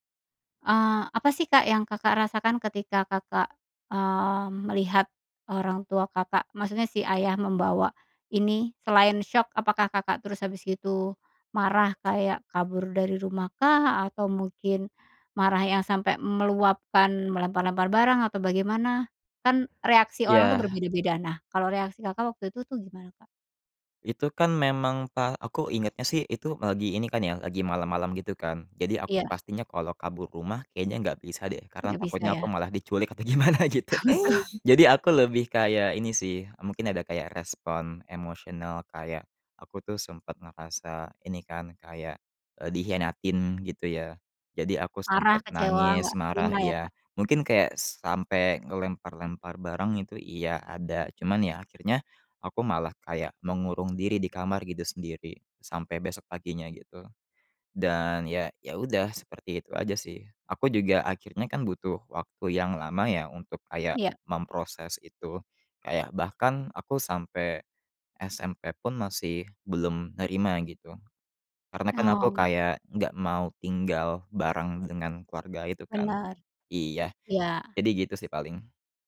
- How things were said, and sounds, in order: other background noise; laughing while speaking: "Apa, tuh?"; laughing while speaking: "gimana, gitu"
- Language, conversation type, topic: Indonesian, podcast, Bisakah kamu menceritakan pengalaman ketika orang tua mengajarkan nilai-nilai hidup kepadamu?